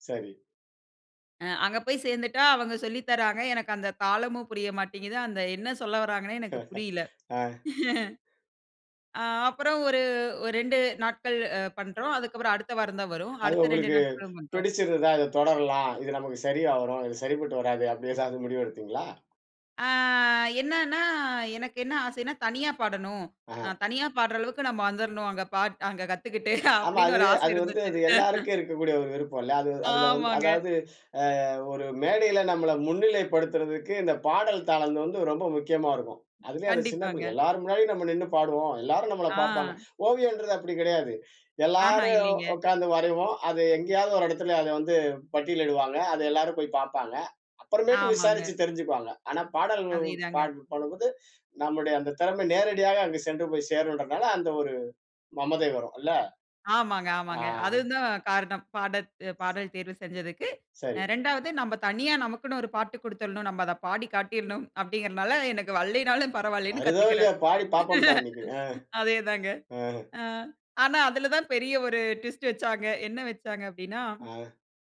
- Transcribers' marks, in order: laugh; chuckle; drawn out: "ஆ"; laughing while speaking: "கத்துக்கிட்டு அப்படீன்னு ஒரு ஆசை இருந்துச்சு"; laugh; drawn out: "ஆமாங்க"; laugh
- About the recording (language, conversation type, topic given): Tamil, podcast, பள்ளிக்கால நினைவுகளில் உங்களுக்கு மிகவும் முக்கியமாக நினைவில் நிற்கும் ஒரு அனுபவம் என்ன?